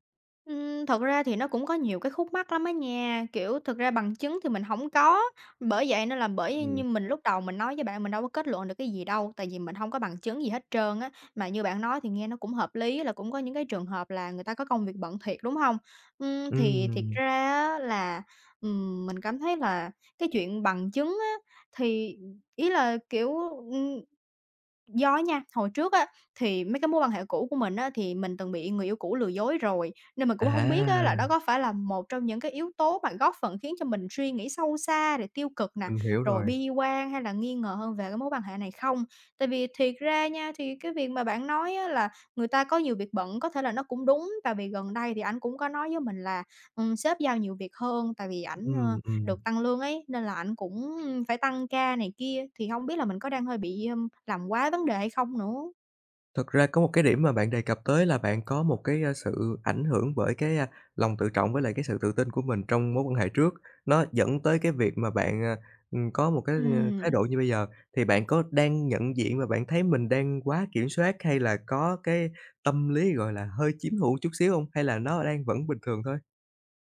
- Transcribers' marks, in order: tapping; "một" said as "ừn"
- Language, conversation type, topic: Vietnamese, advice, Làm sao đối diện với cảm giác nghi ngờ hoặc ghen tuông khi chưa có bằng chứng rõ ràng?